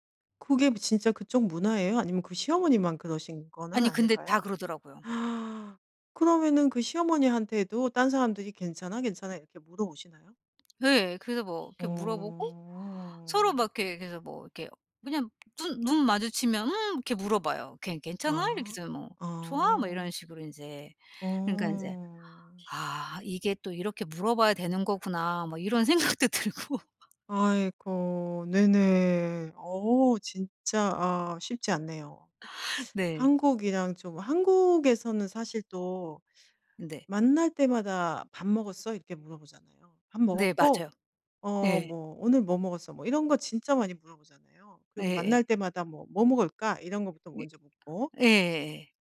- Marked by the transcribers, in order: gasp; other background noise; tapping; laughing while speaking: "생각도 들고"
- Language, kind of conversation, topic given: Korean, advice, 이사 후 새로운 곳의 사회적 예절과 의사소통 차이에 어떻게 적응하면 좋을까요?